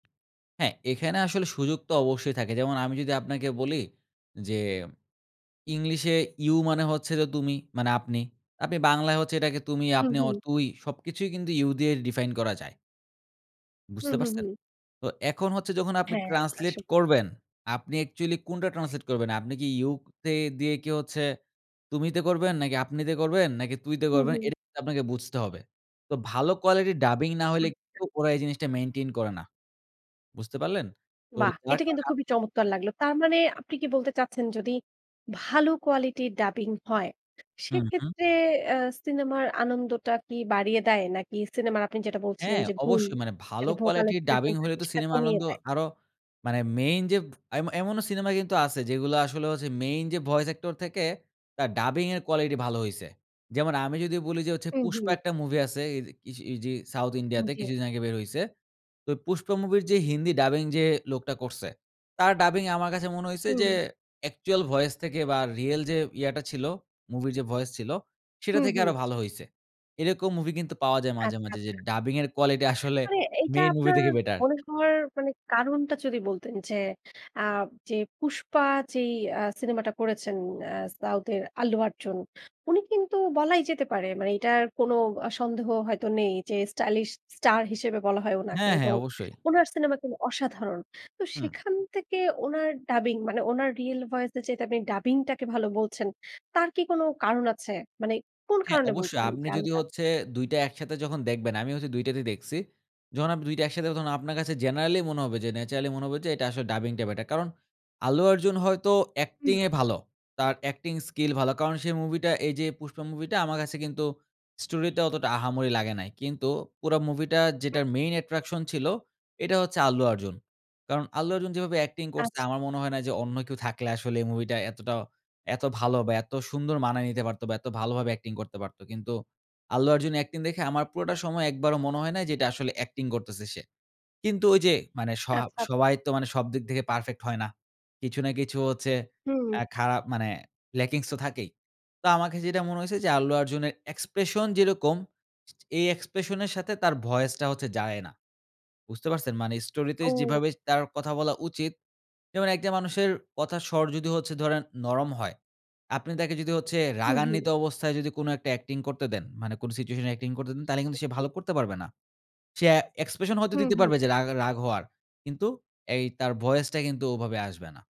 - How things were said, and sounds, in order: horn; other background noise; scoff; tapping; in English: "main attraction"
- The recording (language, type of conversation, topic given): Bengali, podcast, সাবটাইটেল আর ডাবিংয়ের মধ্যে আপনি কোনটা বেশি পছন্দ করেন, এবং কেন?